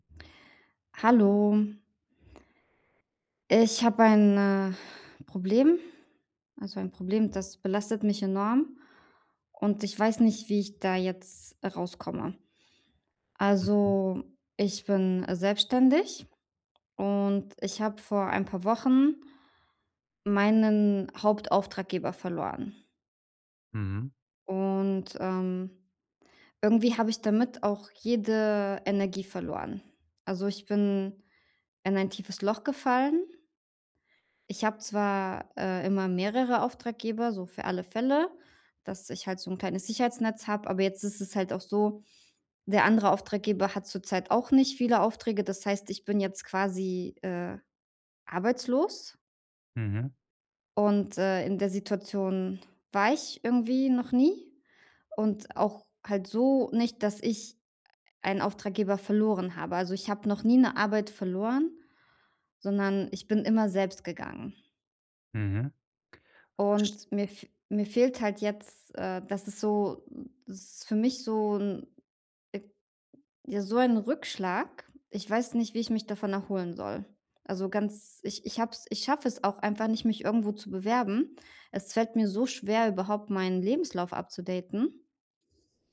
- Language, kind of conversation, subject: German, advice, Wie kann ich nach Rückschlägen schneller wieder aufstehen und weitermachen?
- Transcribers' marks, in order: none